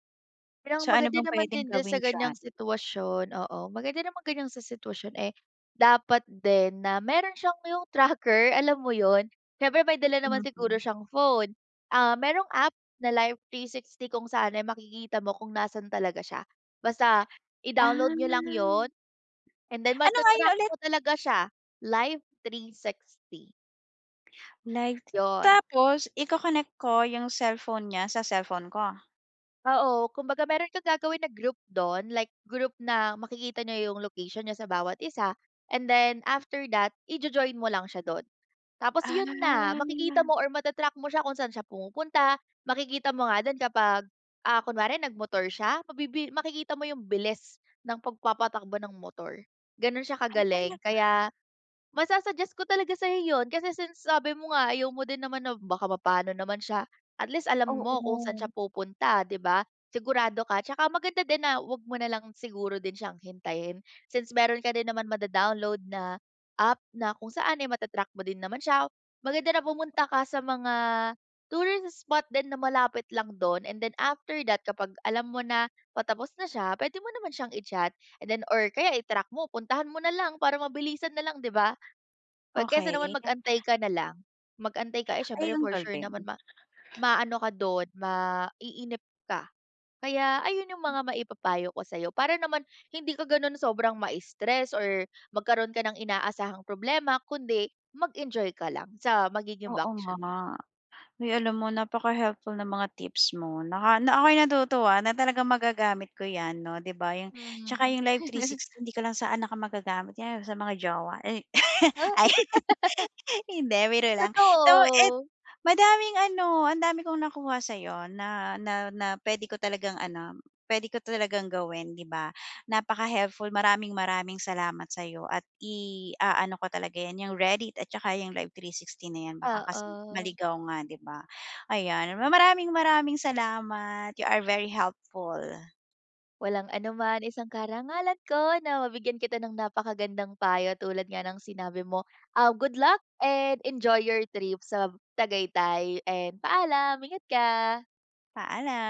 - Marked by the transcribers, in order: chuckle; laugh; chuckle; laughing while speaking: "ayun"; in English: "You are very helpful"
- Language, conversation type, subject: Filipino, advice, Paano ko aayusin ang hindi inaasahang problema sa bakasyon para ma-enjoy ko pa rin ito?